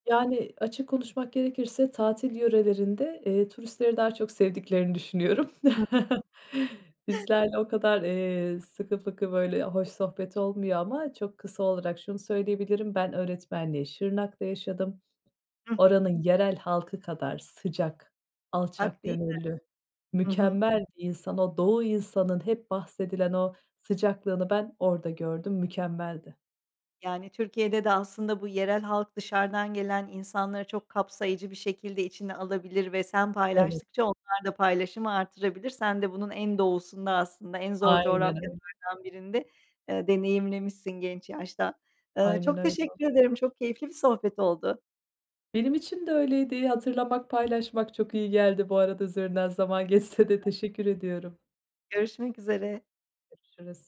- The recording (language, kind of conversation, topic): Turkish, podcast, Yerel halkla yaşadığın sıcak bir anıyı paylaşır mısın?
- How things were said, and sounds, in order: unintelligible speech; other background noise; laughing while speaking: "düşünüyorum"; chuckle; unintelligible speech; tapping; unintelligible speech; giggle